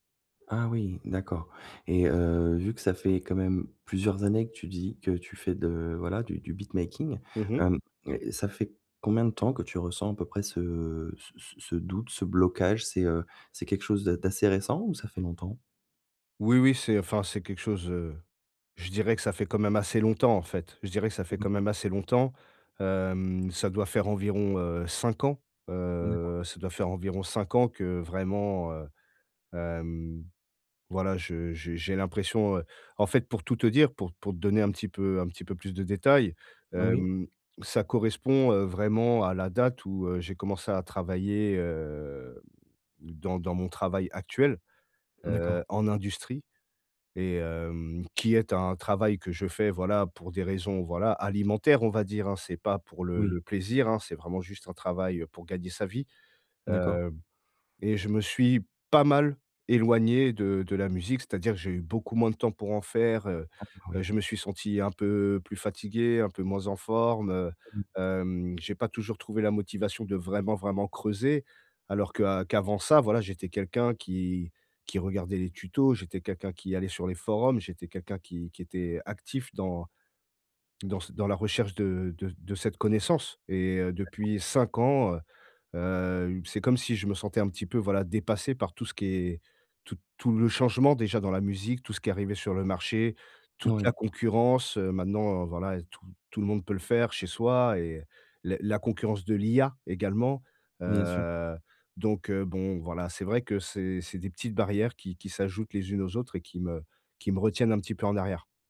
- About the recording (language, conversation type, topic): French, advice, Comment puis-je baisser mes attentes pour avancer sur mon projet ?
- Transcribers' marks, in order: in English: "beat making"; drawn out: "heu"; stressed: "pas mal"; other background noise